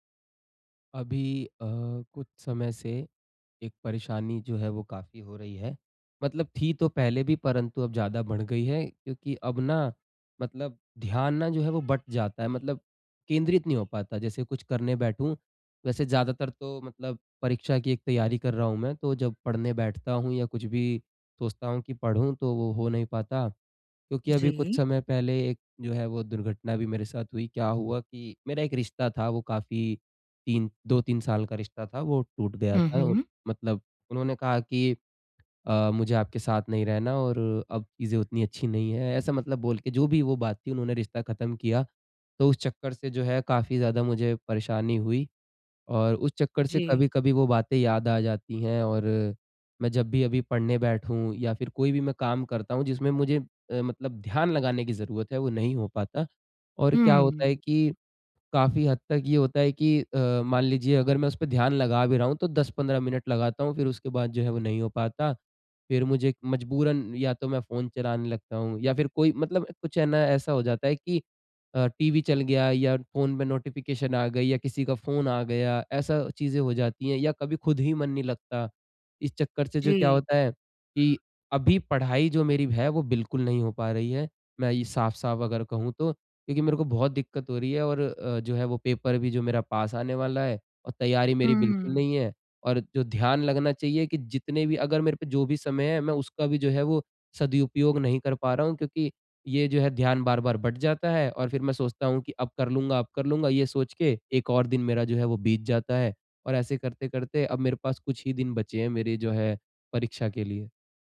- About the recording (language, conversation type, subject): Hindi, advice, मैं बार-बार ध्यान भटकने से कैसे बचूं और एक काम पर कैसे ध्यान केंद्रित करूं?
- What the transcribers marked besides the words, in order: horn; in English: "नोटिफ़िकेशन"; in English: "पेपर"